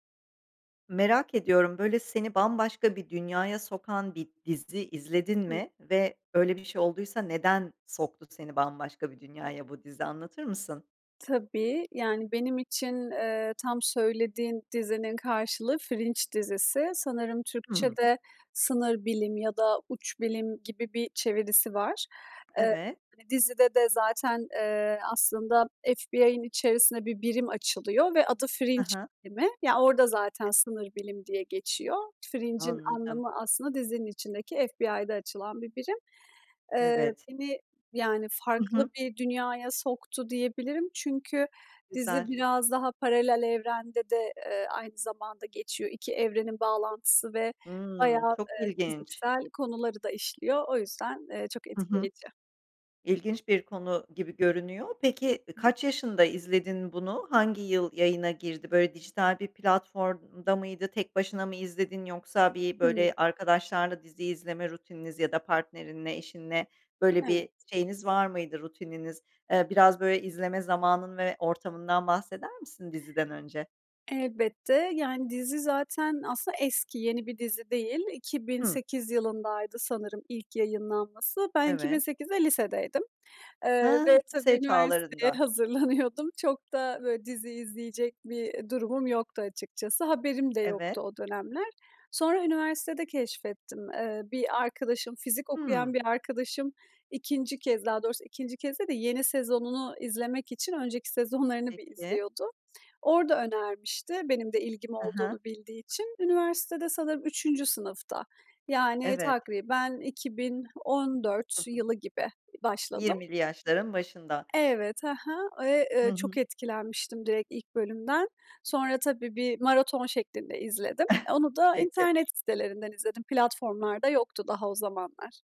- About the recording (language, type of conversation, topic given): Turkish, podcast, Hangi dizi seni bambaşka bir dünyaya sürükledi, neden?
- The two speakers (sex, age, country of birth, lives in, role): female, 30-34, Turkey, Estonia, guest; female, 45-49, Turkey, Netherlands, host
- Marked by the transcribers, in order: other background noise; tapping; unintelligible speech; laughing while speaking: "hazırlanıyordum"; chuckle